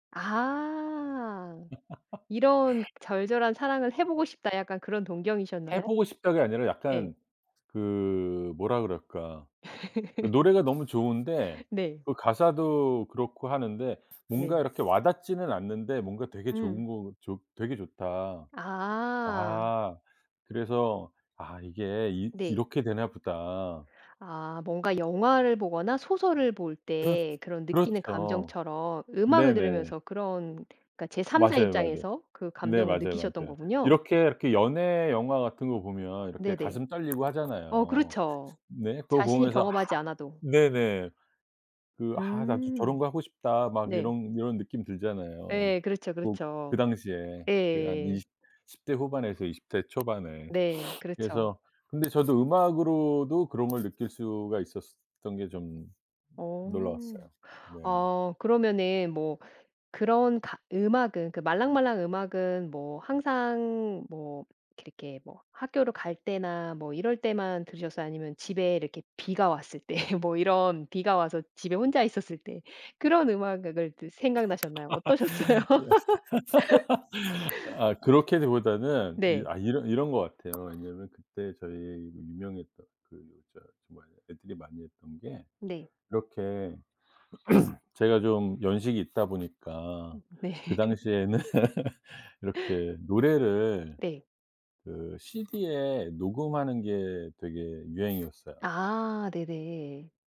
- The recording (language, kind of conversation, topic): Korean, podcast, 음악을 처음으로 감정적으로 받아들였던 기억이 있나요?
- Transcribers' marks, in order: other background noise; laugh; laugh; other noise; tapping; sniff; laughing while speaking: "왔을 때"; laugh; laughing while speaking: "어떠셨어요?"; laugh; throat clearing; laughing while speaking: "네"; laugh; laughing while speaking: "당시에는"; laugh